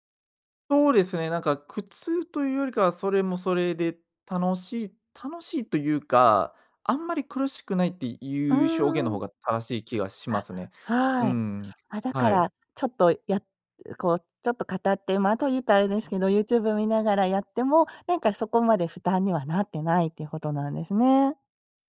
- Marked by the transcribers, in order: none
- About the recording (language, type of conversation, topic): Japanese, advice, 週末にだらけてしまう癖を変えたい